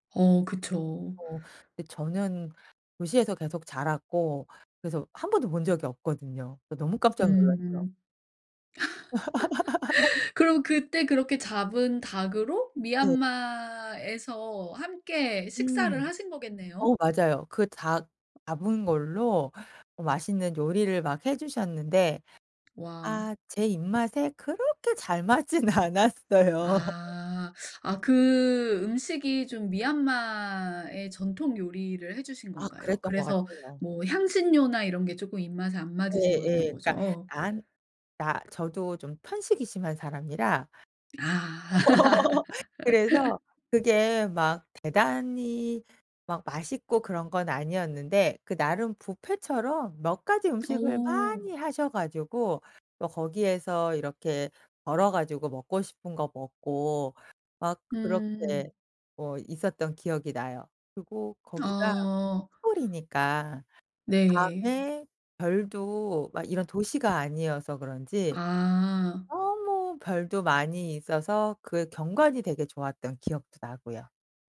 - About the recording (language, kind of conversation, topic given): Korean, podcast, 여행 중에 현지인 집에 초대받은 적이 있으신가요?
- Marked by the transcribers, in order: tapping; laugh; laughing while speaking: "않았어요"; teeth sucking; laugh; laugh